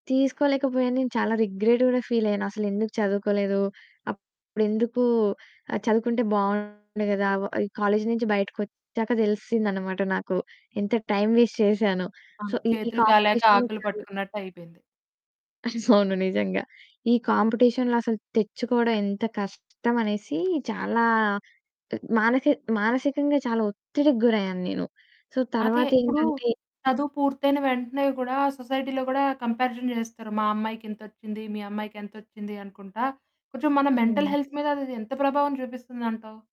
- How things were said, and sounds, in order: in English: "రిగ్రేట్"; distorted speech; in English: "టైమ్ వేస్ట్"; in English: "సో"; in English: "కాంపిటీషన్"; unintelligible speech; chuckle; in English: "కాంపిటీషన్‌లో"; other background noise; in English: "సో"; in English: "సొసైటీలో"; in English: "కంపారిషన్"; in English: "మెంటల్ హెల్త్"
- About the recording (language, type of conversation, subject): Telugu, podcast, విద్య పూర్తయ్యాక మీ జీవితం ఎలా మారిందో వివరంగా చెప్పగలరా?